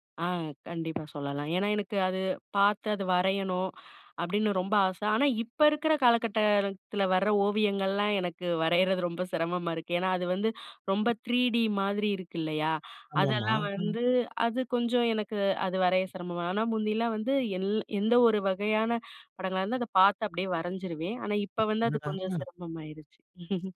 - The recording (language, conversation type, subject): Tamil, podcast, உங்கள் தினசரி ஓய்வு பழக்கங்கள் பற்றி சொல்ல முடியுமா?
- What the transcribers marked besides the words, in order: tapping; other noise; in English: "த்ரீடி"; chuckle